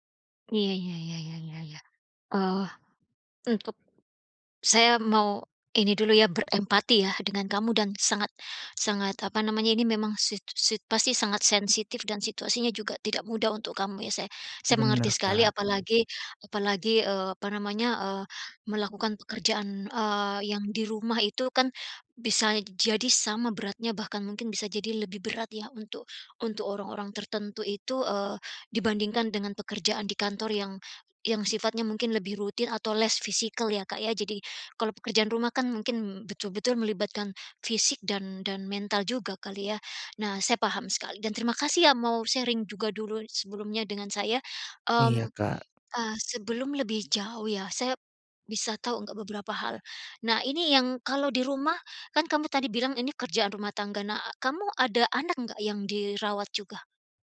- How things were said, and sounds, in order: other background noise; in English: "less-physical"; in English: "sharing"
- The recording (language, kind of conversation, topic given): Indonesian, advice, Bagaimana saya bisa mengatasi tekanan karena beban tanggung jawab rumah tangga yang berlebihan?